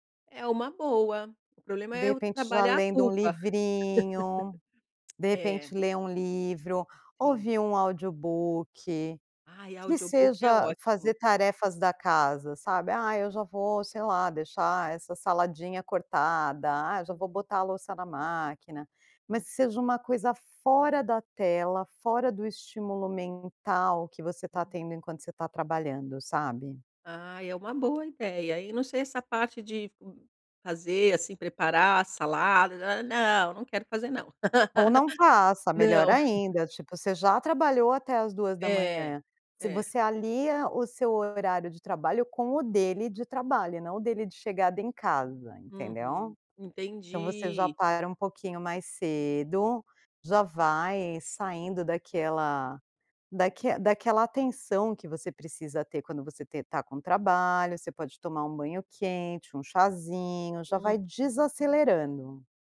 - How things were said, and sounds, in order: laugh; tapping; laugh
- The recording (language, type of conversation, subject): Portuguese, advice, Como posso manter horários regulares mesmo com uma rotina variável?